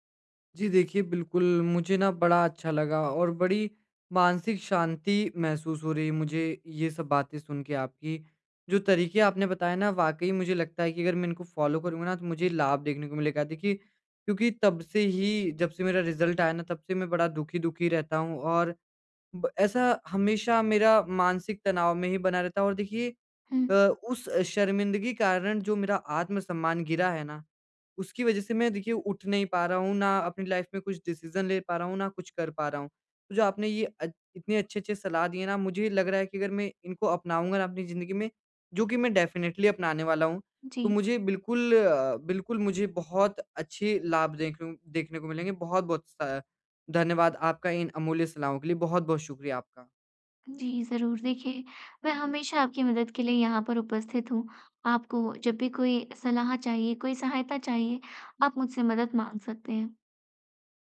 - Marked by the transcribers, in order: in English: "फ़ॉलो"; in English: "रिज़ल्ट"; in English: "लाइफ़"; in English: "डिसीज़न"; in English: "डेफ़िनेटली"
- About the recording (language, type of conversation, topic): Hindi, advice, मैं शर्मिंदगी के अनुभव के बाद अपना आत्म-सम्मान फिर से कैसे बना सकता/सकती हूँ?